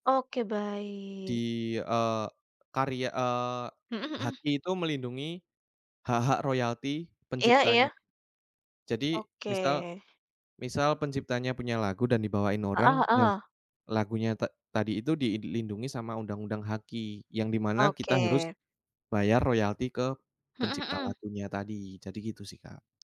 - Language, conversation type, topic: Indonesian, unstructured, Bagaimana pendapatmu tentang plagiarisme di dunia musik dan seni?
- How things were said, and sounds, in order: tapping